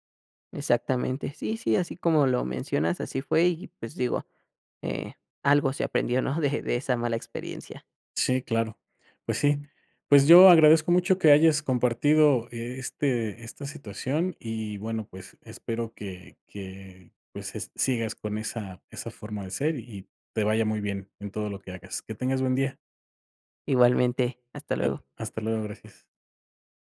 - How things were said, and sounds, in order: none
- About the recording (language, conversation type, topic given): Spanish, podcast, ¿Cuál fue un momento que cambió tu vida por completo?